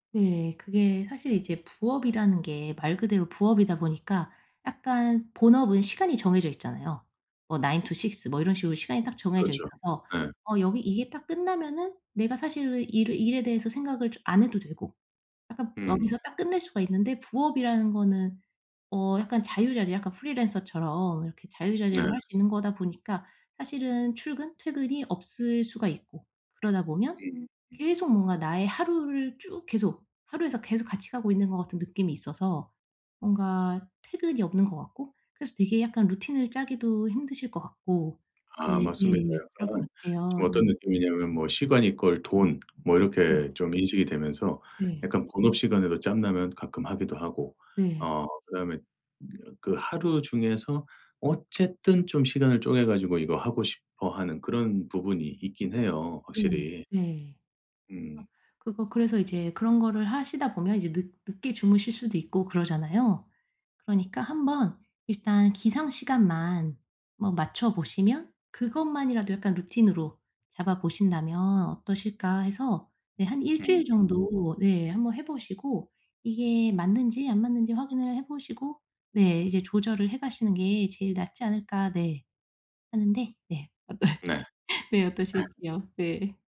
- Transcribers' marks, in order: in English: "nine to six"; put-on voice: "프리랜서처럼"; other background noise; in English: "이퀄"; laughing while speaking: "어떠시"; laugh
- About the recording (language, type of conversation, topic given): Korean, advice, 취침 시간과 기상 시간을 더 규칙적으로 유지하려면 어떻게 해야 할까요?